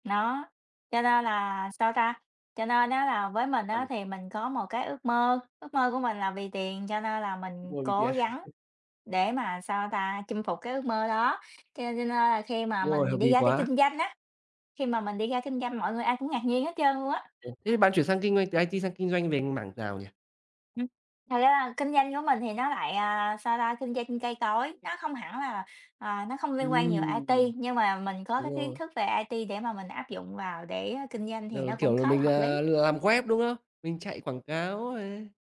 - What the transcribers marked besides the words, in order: other background noise; unintelligible speech; tapping; laugh; background speech
- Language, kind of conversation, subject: Vietnamese, unstructured, Bạn có từng cảm thấy ghê tởm khi ai đó từ bỏ ước mơ chỉ vì tiền không?
- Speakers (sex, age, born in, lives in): female, 30-34, Vietnam, United States; male, 25-29, Vietnam, Vietnam